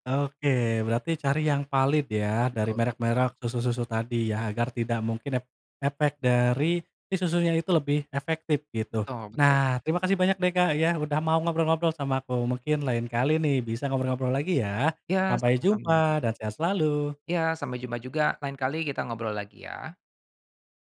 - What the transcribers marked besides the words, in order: other background noise
- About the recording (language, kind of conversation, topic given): Indonesian, podcast, Pernah nggak belajar otodidak, ceritain dong?